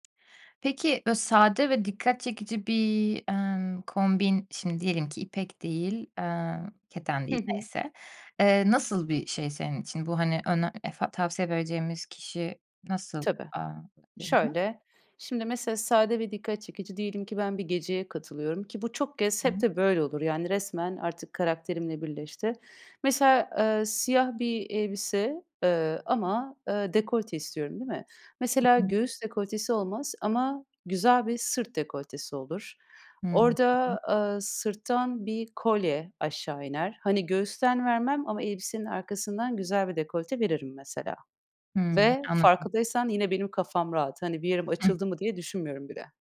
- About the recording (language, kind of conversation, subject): Turkish, podcast, Hem sade hem dikkat çekici bir stil nasıl oluşturabilirim?
- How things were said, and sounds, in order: tapping; unintelligible speech; unintelligible speech; unintelligible speech; unintelligible speech; unintelligible speech